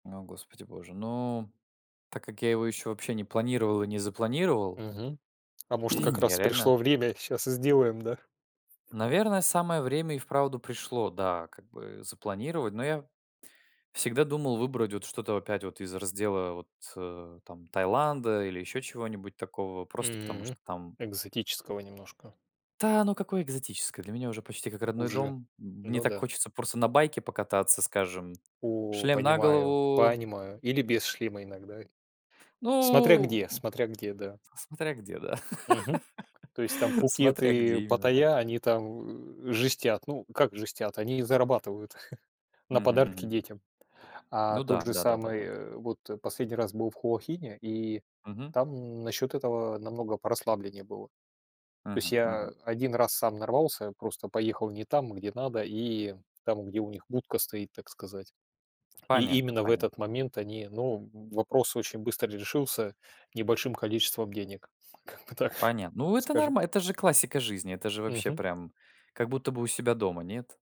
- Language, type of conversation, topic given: Russian, unstructured, Куда бы вы поехали в следующий отпуск и почему?
- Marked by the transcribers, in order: throat clearing; tapping; drawn out: "голову"; drawn out: "Ну"; laugh; chuckle; laughing while speaking: "Как бы так"